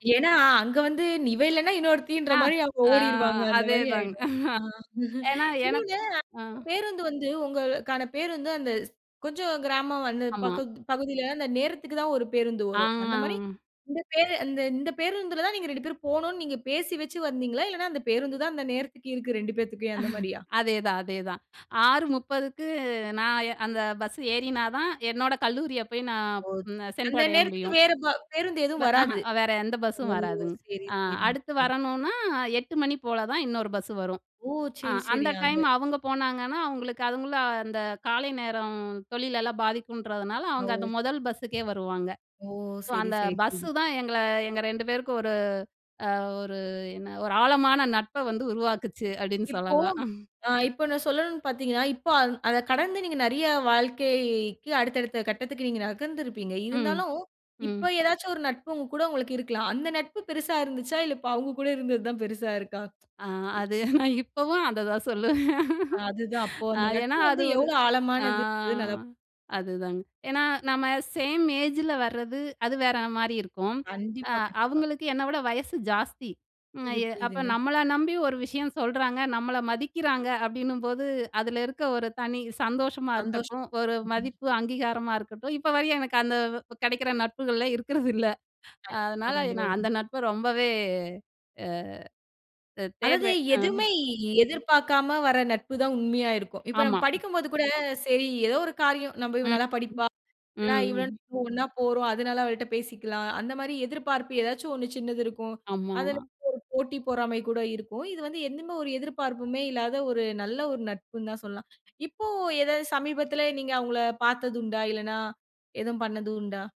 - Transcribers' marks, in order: chuckle; drawn out: "ஆ!"; chuckle; in English: "ஸோ"; unintelligible speech; laughing while speaking: "ஆ. அது நான் இப்பவும் அத தான் சொல்லுவேன்"; in English: "சேம் ஏஜில"; unintelligible speech; laughing while speaking: "இருக்கிறதில்லை"
- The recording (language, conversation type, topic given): Tamil, podcast, வழியில் ஒருவருடன் ஏற்பட்ட திடீர் நட்பு எப்படி தொடங்கியது?